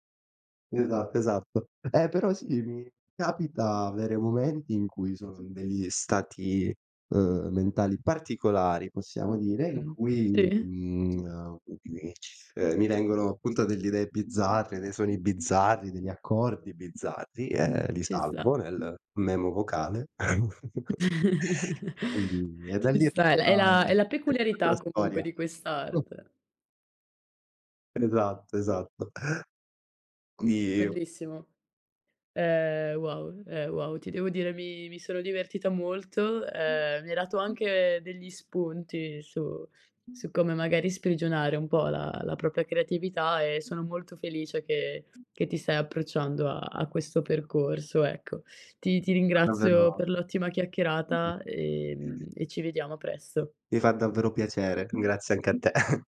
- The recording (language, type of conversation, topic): Italian, podcast, Cosa fai quando ti senti bloccato creativamente?
- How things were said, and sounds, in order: stressed: "particolari"; chuckle; unintelligible speech; unintelligible speech; other background noise; "propria" said as "propia"; unintelligible speech; unintelligible speech; chuckle